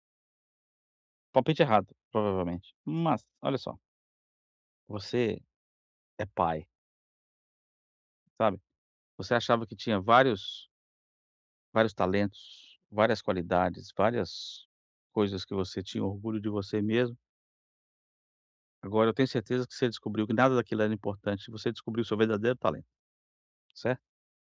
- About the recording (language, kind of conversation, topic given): Portuguese, advice, Como posso evitar interrupções durante o trabalho?
- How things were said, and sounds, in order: none